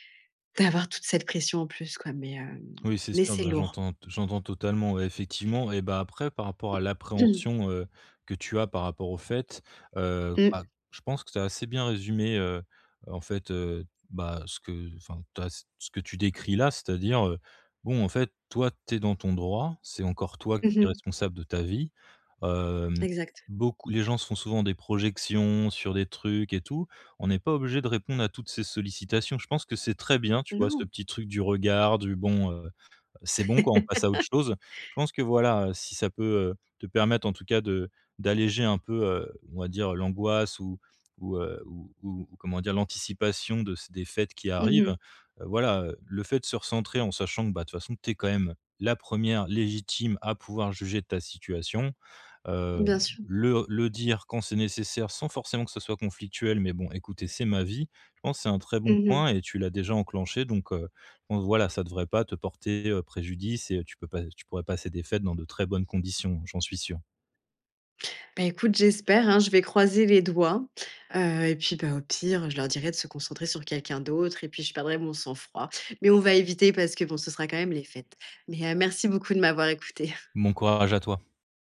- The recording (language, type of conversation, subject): French, advice, Quelle pression sociale ressens-tu lors d’un repas entre amis ou en famille ?
- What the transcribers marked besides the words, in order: other background noise; throat clearing; chuckle